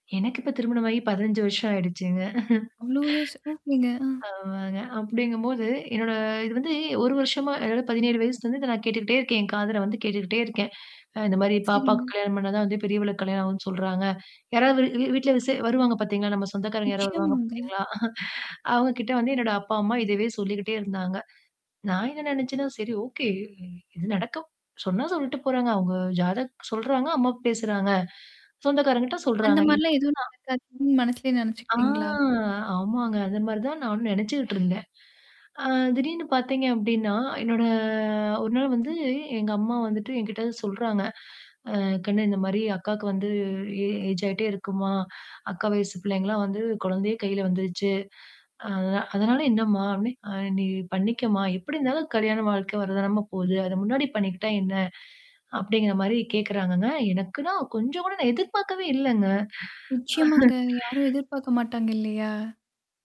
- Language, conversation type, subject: Tamil, podcast, எதிர்பாராத ஒரு சம்பவம் உங்கள் வாழ்க்கை பாதையை மாற்றியதா?
- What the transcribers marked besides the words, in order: chuckle; distorted speech; in English: "ஓகேங்க"; chuckle; in English: "ஓகே"; drawn out: "ஆ"; mechanical hum; in English: "ஏஜ்"; chuckle